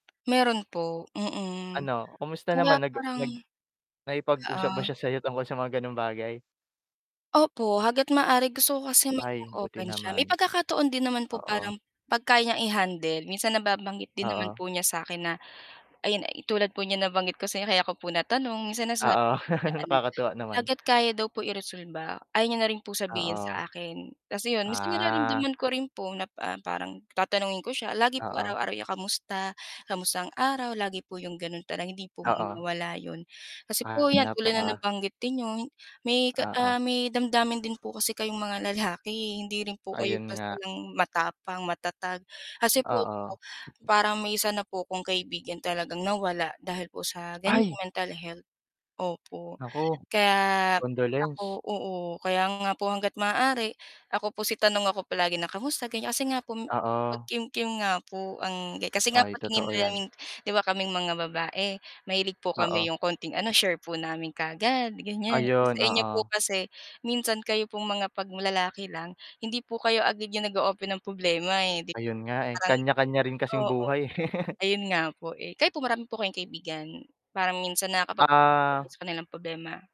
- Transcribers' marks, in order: distorted speech; other background noise; laugh; wind; surprised: "Ay!"; tapping; mechanical hum; laugh; drawn out: "Ah"
- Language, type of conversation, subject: Filipino, unstructured, Ano ang pananaw mo sa stigma tungkol sa kalusugang pangkaisipan sa Pilipinas?